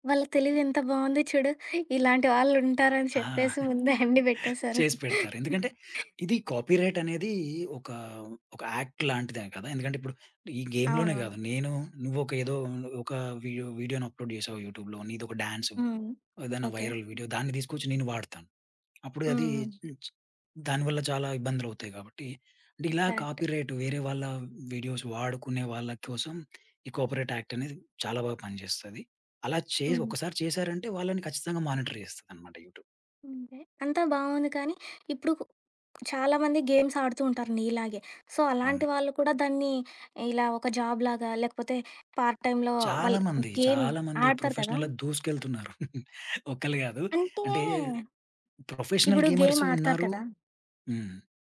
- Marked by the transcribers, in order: laughing while speaking: "ఇలాంటి వాళ్ళుంటారని చెప్పేసి ముందే అన్నీ బెట్టేసారు"; chuckle; other background noise; in English: "కాపీరైటనేదీ"; in English: "గేమ్‌లోనే"; in English: "వీడియో వీడియోని అప్‌లోడ్"; in English: "యూట్యూబ్‌లో"; in English: "వైరల్ వీడియో"; in English: "కాపీరైట్"; in English: "కరెక్ట్"; in English: "వీడియోస్"; in English: "కాపిరైట్"; in English: "మానిటర్"; in English: "యూట్యూబ్"; in English: "గేమ్స్"; in English: "సో"; in English: "జాబ్‌లాగా"; in English: "పార్ట్ టైమ్‌లో"; in English: "గేమ్"; in English: "ప్రొఫెషనల్‌గా"; chuckle; in English: "గేమ్"; in English: "ప్రొఫెషనల్"
- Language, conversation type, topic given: Telugu, podcast, హాబీని ఉద్యోగంగా మార్చాలనుకుంటే మొదట ఏమి చేయాలి?